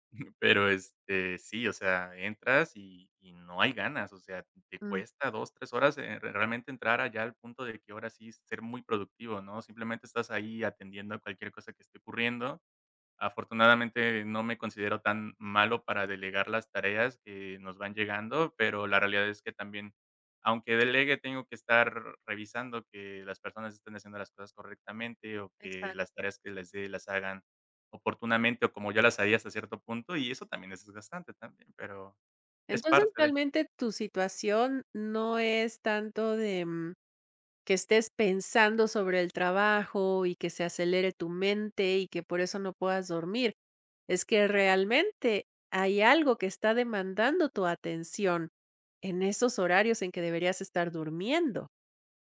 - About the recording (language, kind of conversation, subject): Spanish, advice, ¿Cómo puedo dejar de rumiar sobre el trabajo por la noche para conciliar el sueño?
- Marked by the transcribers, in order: chuckle